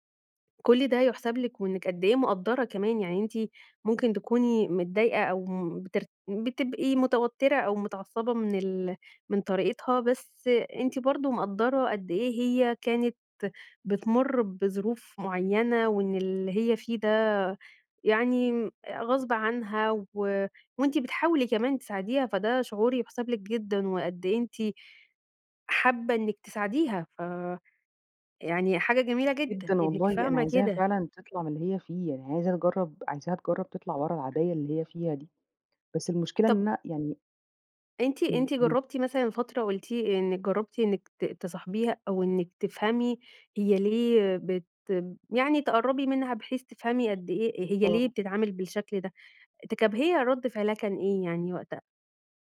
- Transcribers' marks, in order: tapping
- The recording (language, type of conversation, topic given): Arabic, advice, إزاي الاختلافات الثقافية بتأثر على شغلك أو على طريقة تواصلك مع الناس؟